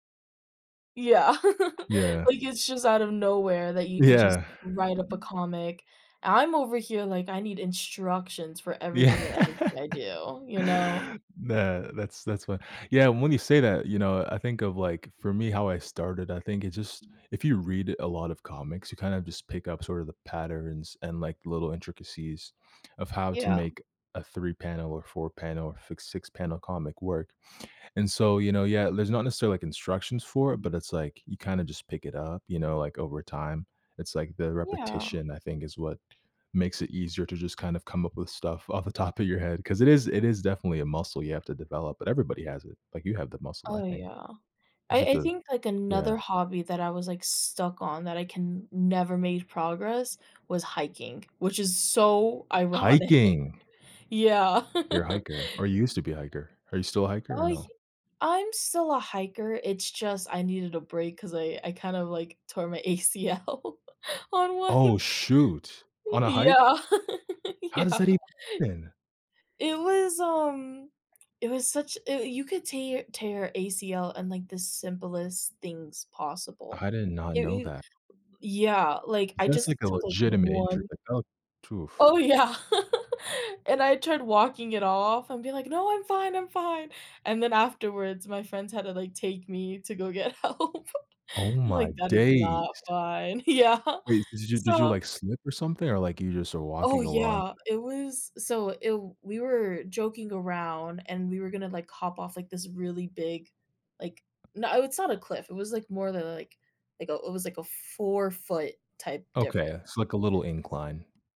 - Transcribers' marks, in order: laugh; other background noise; laughing while speaking: "Yeah"; laughing while speaking: "off the top"; tapping; stressed: "Hiking"; stressed: "so"; laughing while speaking: "ironic"; chuckle; laughing while speaking: "ACL on one, yeah, yeah"; laughing while speaking: "yeah"; chuckle; laughing while speaking: "help"; stressed: "days"; laughing while speaking: "Yeah"
- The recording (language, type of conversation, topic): English, unstructured, Have you ever felt stuck making progress in a hobby?
- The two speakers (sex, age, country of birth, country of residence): female, 20-24, United States, United States; male, 20-24, Canada, United States